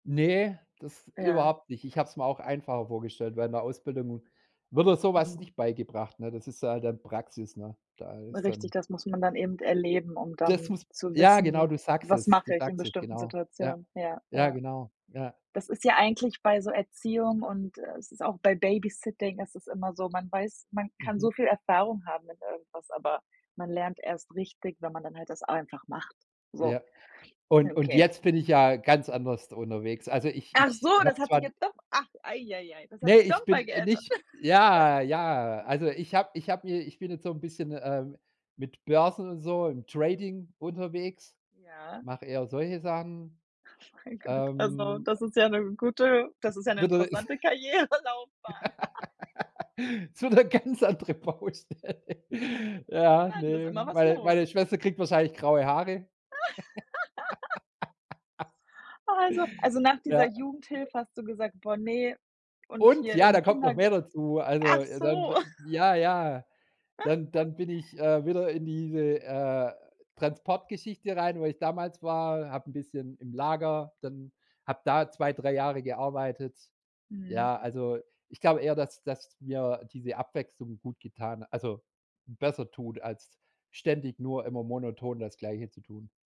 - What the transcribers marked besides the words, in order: other background noise; laugh; laughing while speaking: "Oh mein Gott"; other noise; snort; laughing while speaking: "Karrierelaufbahn"; laugh; laughing while speaking: "So ‘ne ganz andere Baustelle"; laugh; laugh; laugh; joyful: "Also"; unintelligible speech; chuckle; laugh
- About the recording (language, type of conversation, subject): German, podcast, Wie bist du zu deinem Beruf gekommen?